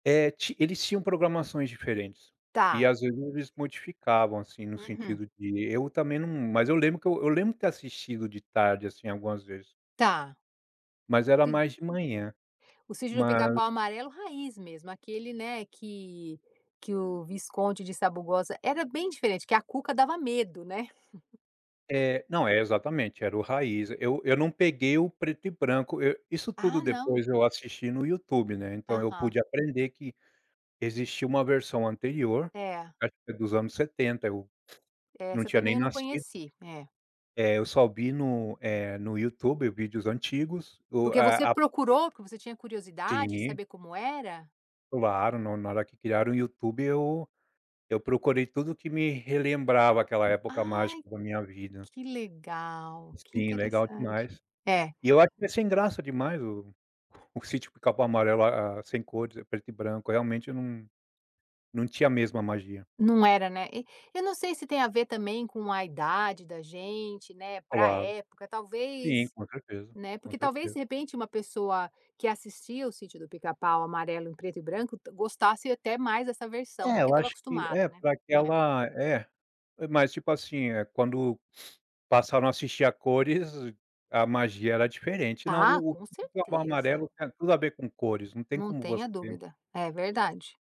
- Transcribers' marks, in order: tapping; unintelligible speech; laugh; sniff
- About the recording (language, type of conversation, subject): Portuguese, podcast, O que tornava suas tardes de sábado especiais?